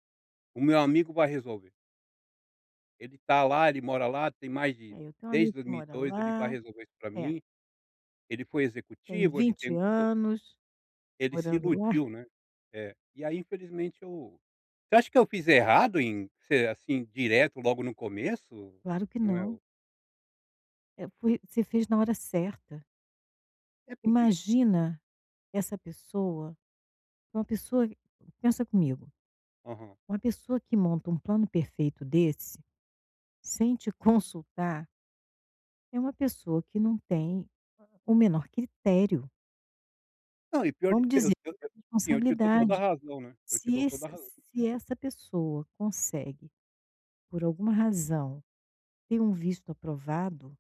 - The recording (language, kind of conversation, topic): Portuguese, advice, Como posso escutar e confortar um amigo em crise emocional?
- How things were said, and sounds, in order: none